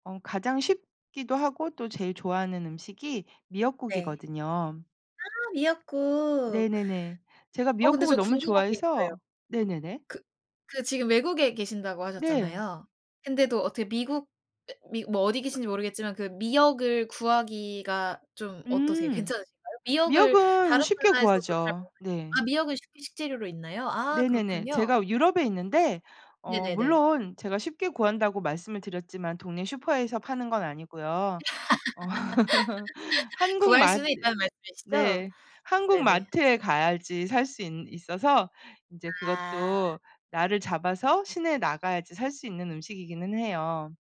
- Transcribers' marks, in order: tapping; unintelligible speech; unintelligible speech; laugh; laugh
- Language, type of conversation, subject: Korean, podcast, 불안할 때 자주 먹는 위안 음식이 있나요?